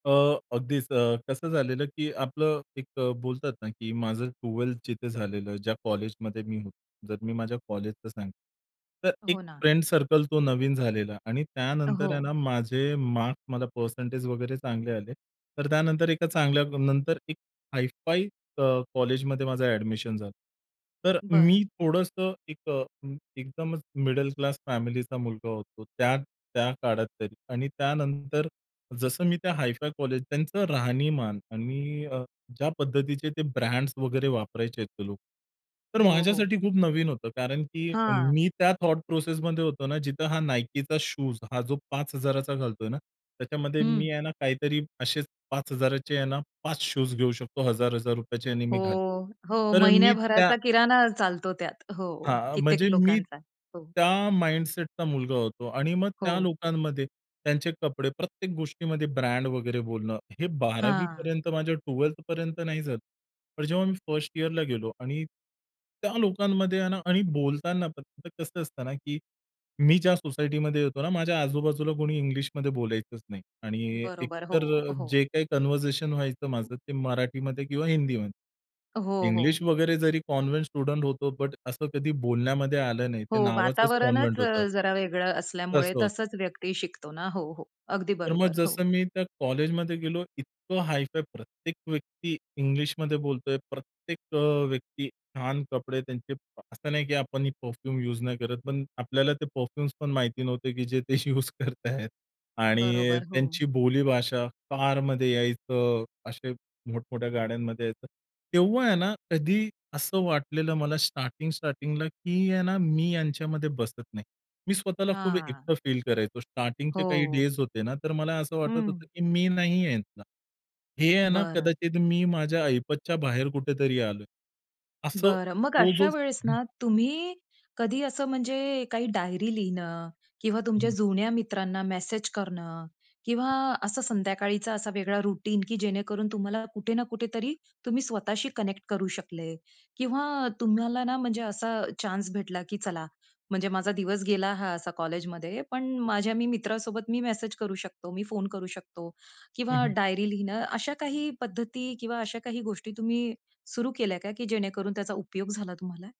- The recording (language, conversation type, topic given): Marathi, podcast, जेव्हा तुम्हाला एकटं वाटतं, तेव्हा तुम्ही काय करता?
- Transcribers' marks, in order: tapping; in English: "फ्रेंड"; in English: "थॉट"; other background noise; in English: "माइंडसेटचा"; in English: "स्टुडंट"; in English: "परफ्यूम"; in English: "परफ्यूम्स"; laughing while speaking: "ते युज करतायेत"; in English: "रुटीन"; in English: "कनेक्ट"